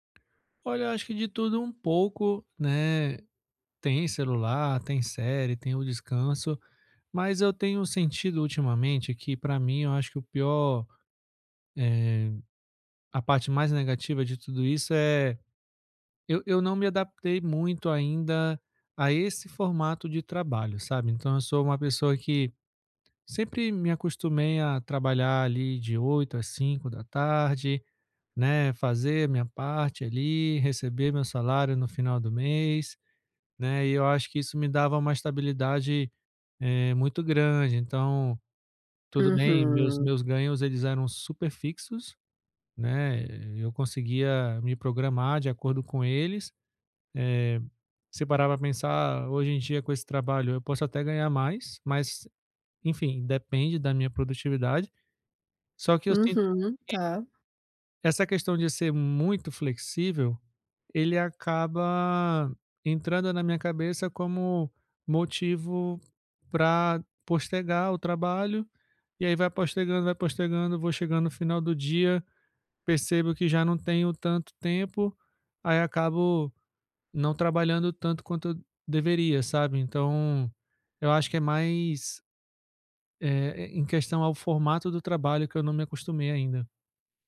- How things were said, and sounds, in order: tapping
- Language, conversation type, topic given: Portuguese, advice, Como posso equilibrar pausas e produtividade ao longo do dia?